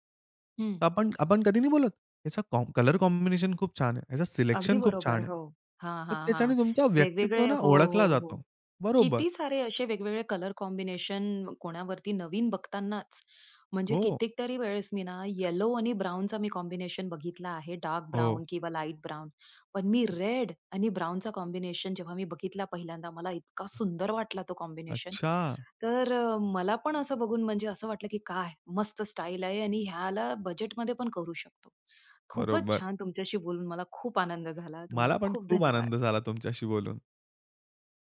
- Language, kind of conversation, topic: Marathi, podcast, कामाच्या ठिकाणी व्यक्तिमत्व आणि साधेपणा दोन्ही टिकतील अशी शैली कशी ठेवावी?
- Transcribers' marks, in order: in English: "कॉम्ब कलर कॉम्बिनेशन"; in English: "सिलेक्शन"; in English: "कलर कॉम्बिनेशन"; in English: "येलो आणि ब्राउनचा कॉम्बिनेशन"; in English: "कॉम्बिनेशन"; in English: "डार्क ब्राउन"; in English: "लाईट ब्राउन"; in English: "रेड आणि ब्राउनचा कॉम्बिनेशन"; other background noise; in English: "कॉम्बिनेशन"; surprised: "अच्छा"; joyful: "मला पण खूप आनंद झाला तुमच्याशी बोलून"